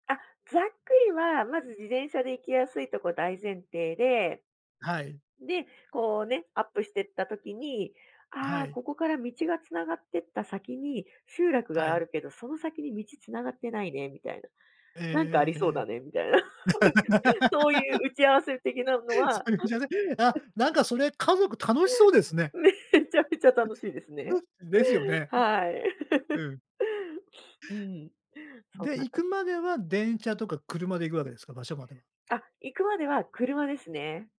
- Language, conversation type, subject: Japanese, podcast, 山と海では、どちらの冒険がお好きですか？その理由も教えてください。
- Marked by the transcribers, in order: laugh; laughing while speaking: "そういうんじゃない"; laugh; laughing while speaking: "めちゃめちゃ楽しいですね。はい"; chuckle; laugh